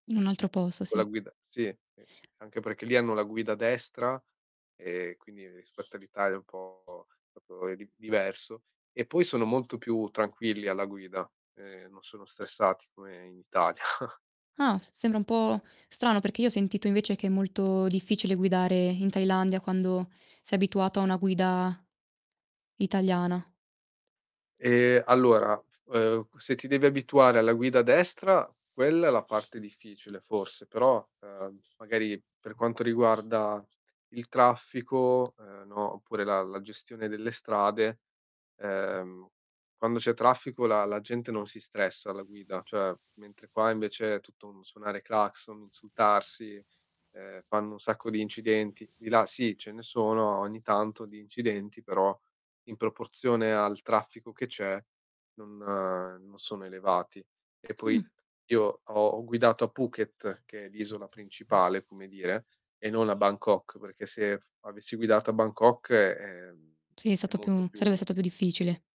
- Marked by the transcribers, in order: tapping; distorted speech; "proprio" said as "propo"; laughing while speaking: "Italia"; chuckle; static; other background noise; mechanical hum
- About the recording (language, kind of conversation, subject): Italian, unstructured, Qual è stato il viaggio più bello che hai fatto?